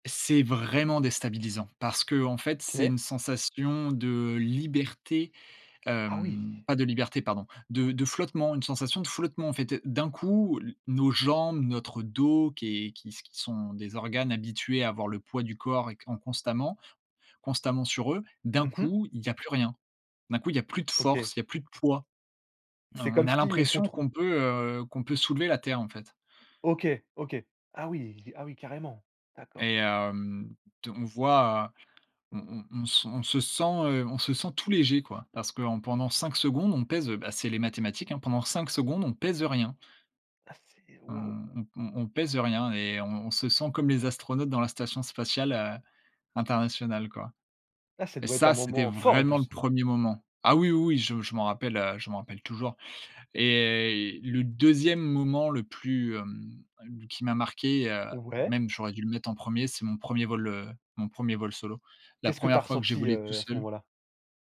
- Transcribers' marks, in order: stressed: "vraiment"; tapping; stressed: "ça"; stressed: "fort"
- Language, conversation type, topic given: French, podcast, Parle-nous d’un projet passion qui te tient à cœur ?